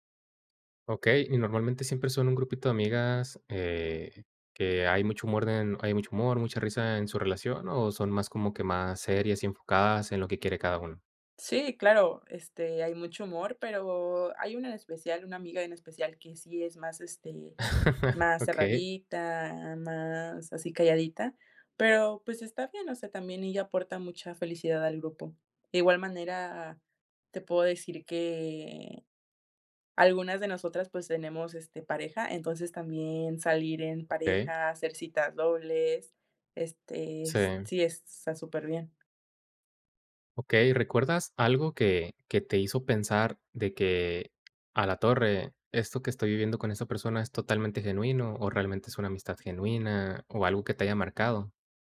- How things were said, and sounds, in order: tapping; chuckle
- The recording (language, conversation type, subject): Spanish, podcast, ¿Puedes contarme sobre una amistad que cambió tu vida?